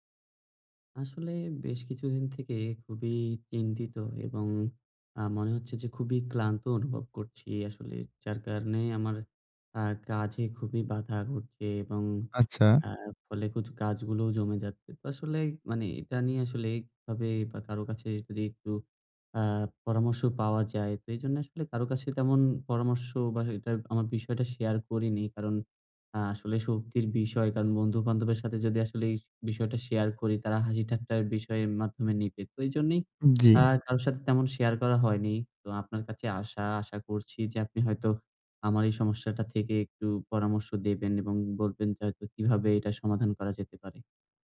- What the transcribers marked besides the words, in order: "কিছু" said as "কুছ"; tapping
- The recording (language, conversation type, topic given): Bengali, advice, কাজের মাঝে দ্রুত শক্তি বাড়াতে সংক্ষিপ্ত ঘুম কীভাবে ও কখন নেবেন?